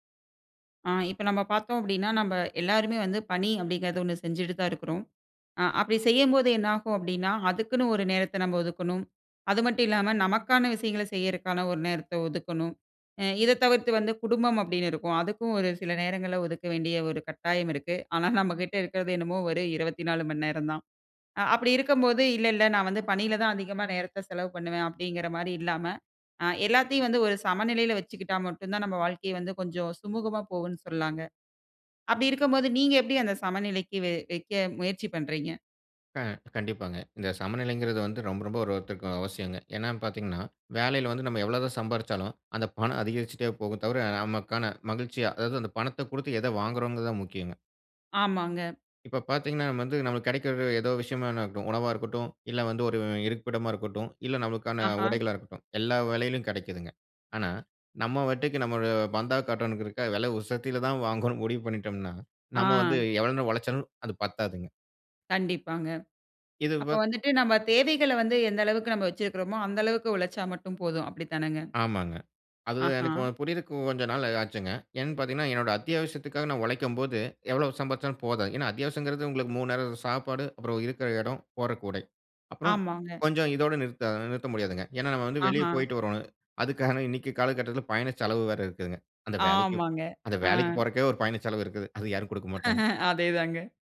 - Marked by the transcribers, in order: snort; snort; drawn out: "ஆ"; chuckle
- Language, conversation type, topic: Tamil, podcast, பணி நேரமும் தனிப்பட்ட நேரமும் பாதிக்காமல், எப்போதும் அணுகக்கூடியவராக இருக்க வேண்டிய எதிர்பார்ப்பை எப்படி சமநிலைப்படுத்தலாம்?